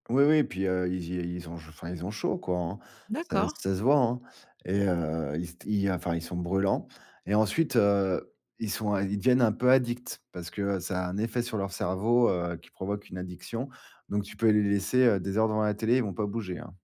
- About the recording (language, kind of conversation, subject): French, podcast, Comment parler des écrans et du temps d’écran en famille ?
- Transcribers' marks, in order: tapping